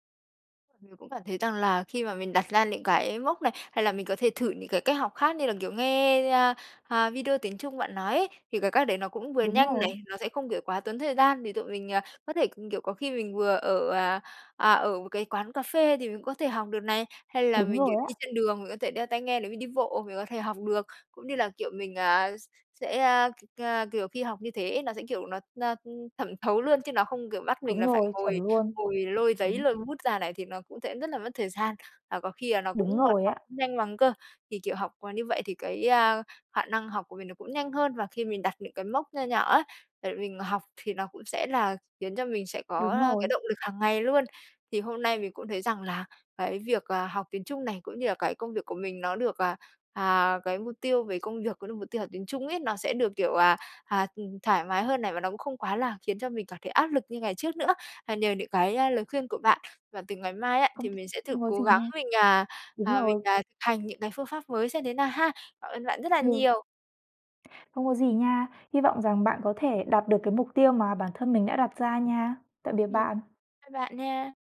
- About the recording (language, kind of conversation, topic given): Vietnamese, advice, Bạn nên làm gì khi lo lắng và thất vọng vì không đạt được mục tiêu đã đặt ra?
- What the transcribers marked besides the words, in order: tapping; other background noise